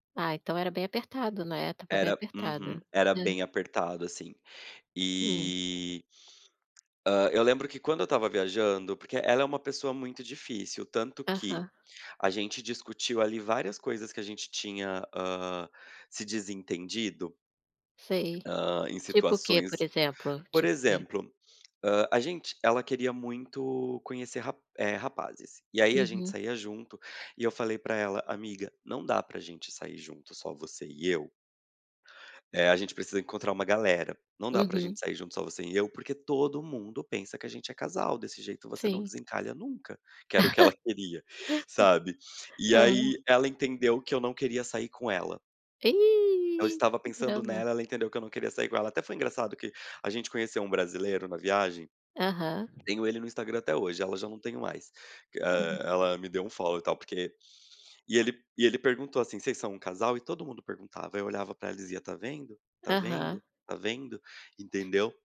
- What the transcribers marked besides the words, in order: laugh
- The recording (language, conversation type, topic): Portuguese, podcast, Me conta sobre uma viagem que virou uma verdadeira aventura?